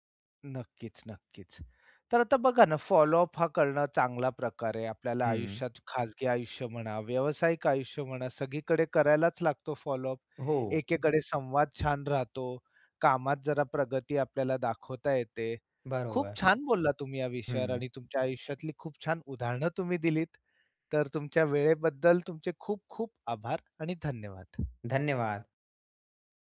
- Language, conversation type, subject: Marathi, podcast, लक्षात राहील असा पाठपुरावा कसा करावा?
- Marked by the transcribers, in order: other background noise; tapping